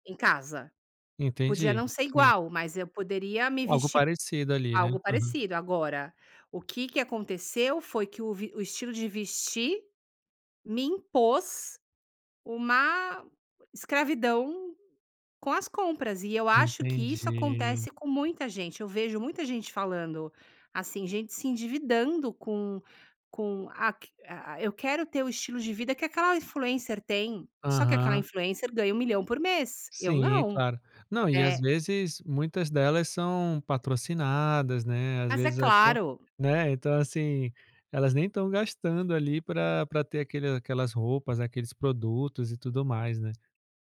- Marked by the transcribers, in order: tapping
- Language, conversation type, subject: Portuguese, podcast, Como as redes sociais impactaram seu modo de vestir?